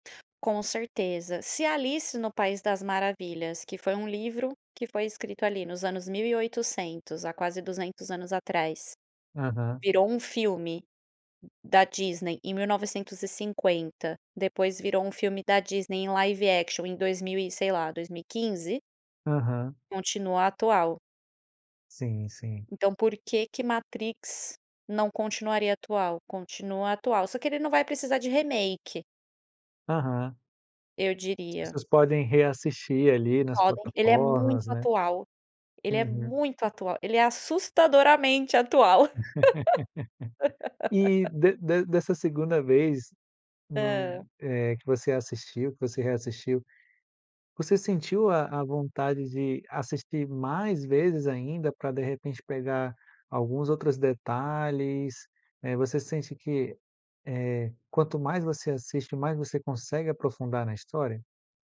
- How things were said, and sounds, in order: in English: "live action"; in English: "remake"; unintelligible speech; laugh; laugh
- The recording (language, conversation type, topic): Portuguese, podcast, Que filme marcou sua vida e por quê?